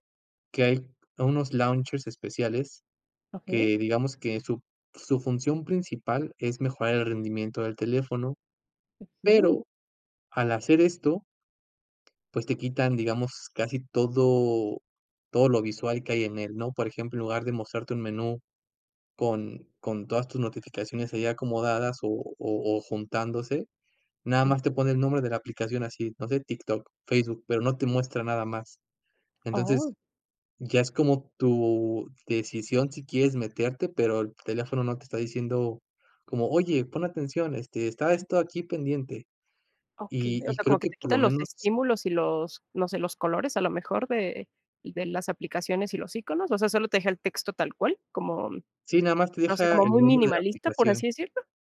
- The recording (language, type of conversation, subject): Spanish, advice, ¿Qué distracciones digitales interrumpen más tu flujo de trabajo?
- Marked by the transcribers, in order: other background noise